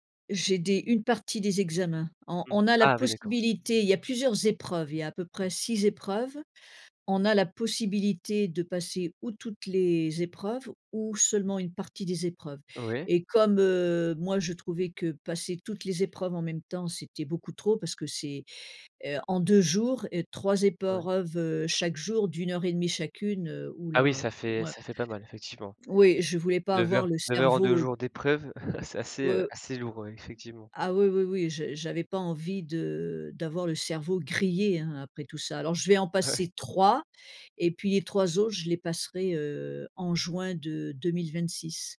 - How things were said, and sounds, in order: chuckle; other background noise; stressed: "grillé"; stressed: "trois"
- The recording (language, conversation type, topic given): French, podcast, Comment trouves-tu l’équilibre entre ta vie professionnelle et ta vie personnelle dans un quotidien toujours connecté ?